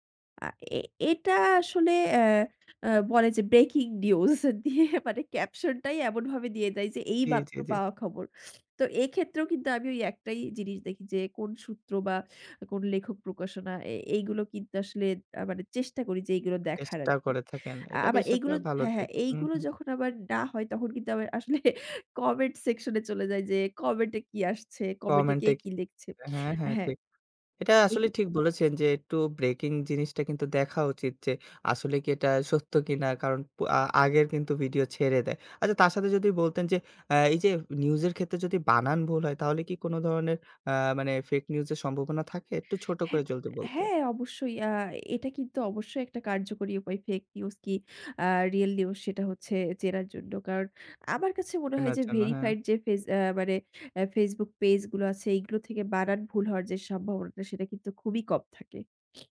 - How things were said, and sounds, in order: laughing while speaking: "ব্রেকিং নিউজ দিয়ে মানে ক্যাপশনটাই"; laughing while speaking: "আবার আসলে কমেন্ট সেকশন"; other background noise
- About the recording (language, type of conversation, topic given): Bengali, podcast, ফেক নিউজ চিনে নেয়ার সহজ উপায়গুলো কী বলো তো?